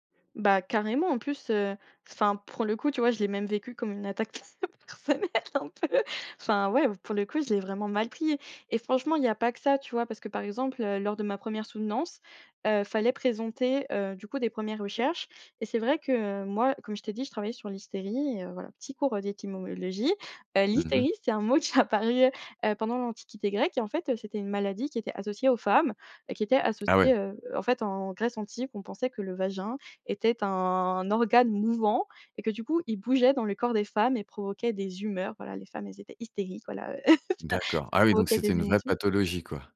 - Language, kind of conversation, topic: French, podcast, Peux-tu me parler d’un projet créatif qui t’a vraiment marqué ?
- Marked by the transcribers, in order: laughing while speaking: "pers personnelle un peu"; other background noise; chuckle; drawn out: "un"; chuckle; laughing while speaking: "ça"